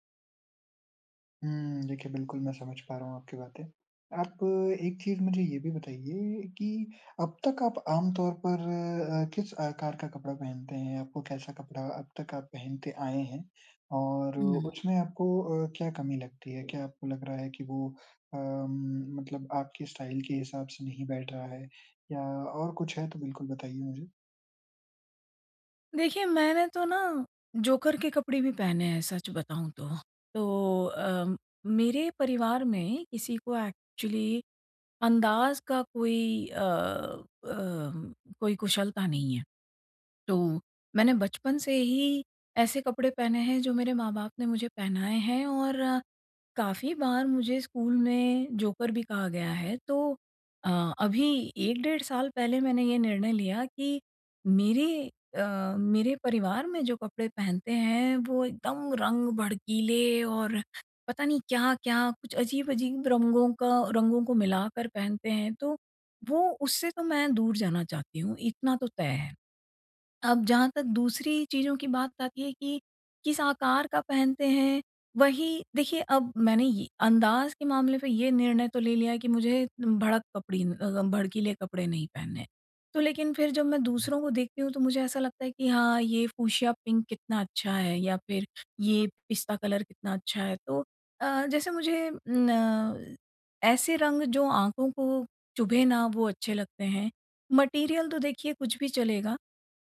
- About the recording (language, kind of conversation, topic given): Hindi, advice, मैं सही साइज और फिट कैसे चुनूँ?
- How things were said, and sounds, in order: in English: "स्टाइल"; in English: "फ्यूशिया पिंक"; in English: "मटीरियल"